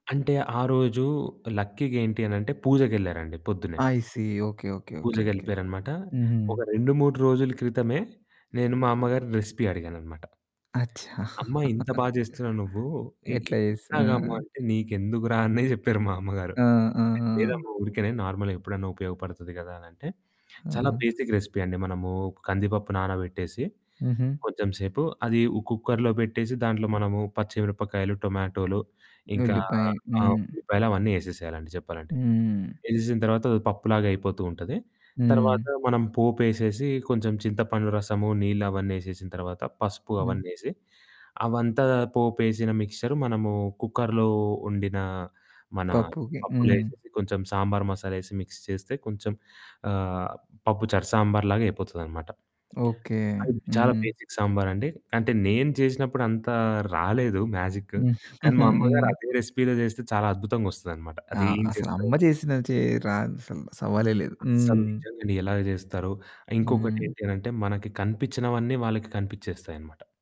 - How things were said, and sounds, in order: in English: "లక్కీగా"; in English: "ఐ సీ"; in English: "రెసిపీ"; laugh; in English: "నార్మల్‌గా"; in English: "బేసిక్ రెసిపీ"; in English: "మిక్సెచర్"; other background noise; in English: "మసాలా"; in English: "మిక్స్"; in English: "బేసిక్"; giggle; in English: "రెసిపీ‌లో"
- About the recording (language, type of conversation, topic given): Telugu, podcast, నీ వంటకంతో ఎవరికైనా ప్రేమను చూపించిన అనుభవాన్ని చెప్పగలవా?
- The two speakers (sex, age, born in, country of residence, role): male, 20-24, India, India, guest; male, 40-44, India, India, host